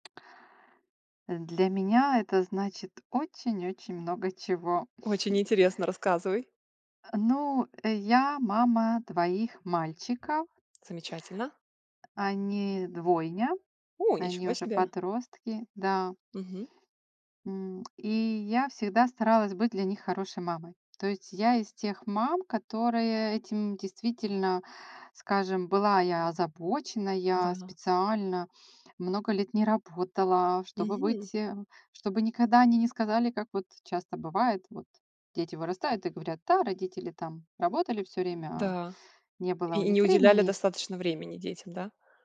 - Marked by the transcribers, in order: tapping; chuckle
- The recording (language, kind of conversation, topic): Russian, podcast, Что для тебя значит быть хорошим родителем?